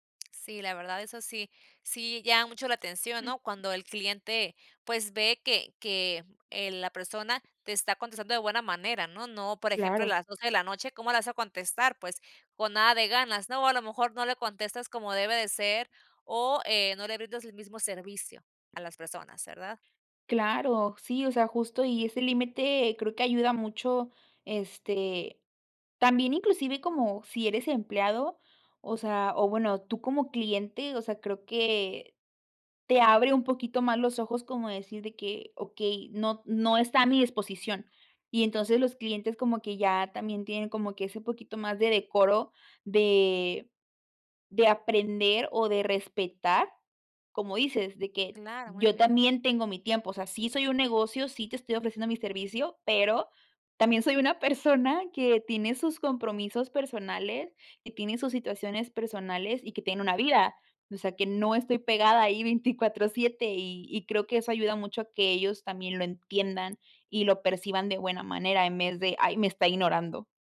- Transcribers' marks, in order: tapping; laughing while speaking: "persona"; laughing while speaking: "veinticuatro siete"
- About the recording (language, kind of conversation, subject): Spanish, podcast, ¿Cómo pones límites al trabajo fuera del horario?